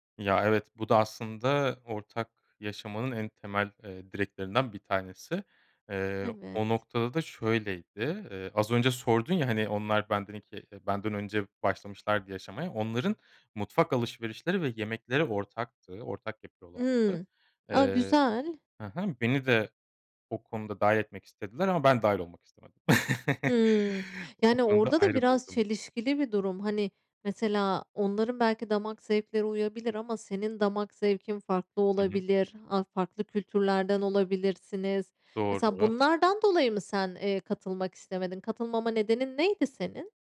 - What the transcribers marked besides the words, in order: chuckle; other background noise
- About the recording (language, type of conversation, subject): Turkish, podcast, Paylaşılan evde ev işlerini nasıl paylaşıyorsunuz?